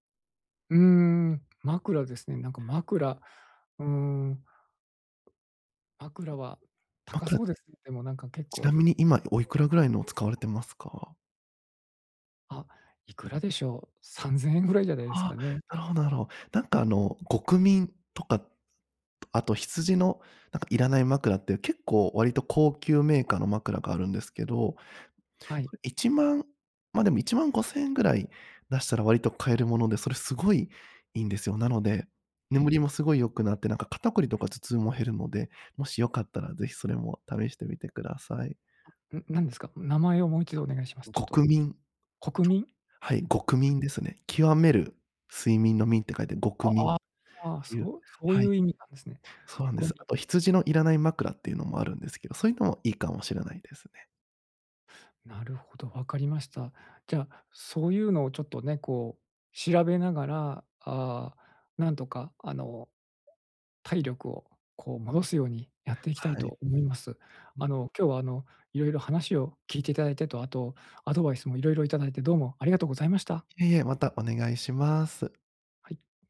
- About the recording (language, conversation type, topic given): Japanese, advice, 年齢による体力低下にどう向き合うか悩んでいる
- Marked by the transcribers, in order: other background noise; laughing while speaking: "ぐらいじゃないですかね"; other noise